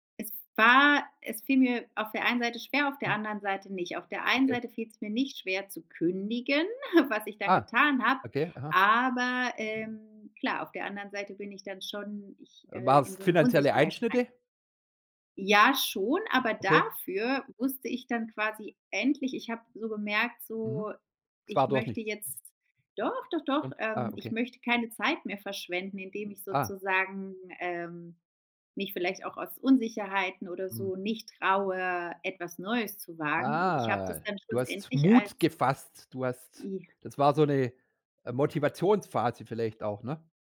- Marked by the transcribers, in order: other background noise; drawn out: "kündigen"; surprised: "Ah"; chuckle; stressed: "Unsicherheit"; stressed: "dafür"; stressed: "endlich"; anticipating: "doch, doch, doch"; drawn out: "Ah"; stressed: "Mut"
- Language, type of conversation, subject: German, podcast, Wie findest du eine Arbeit, die dich erfüllt?